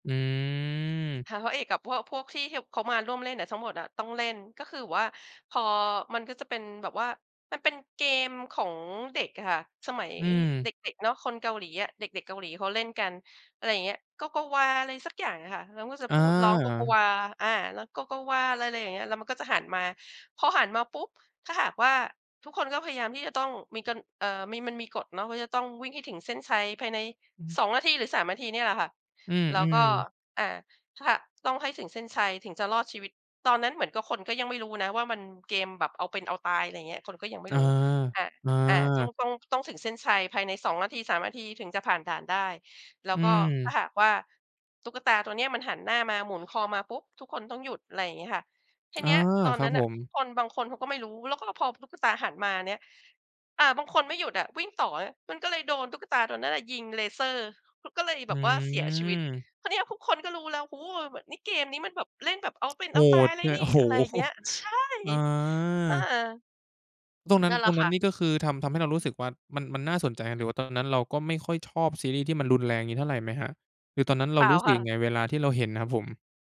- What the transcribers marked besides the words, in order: other background noise; laughing while speaking: "โอ้โฮ"; chuckle
- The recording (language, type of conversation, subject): Thai, podcast, มีซีรีส์เรื่องไหนที่ทำให้คุณติดงอมแงมบ้าง?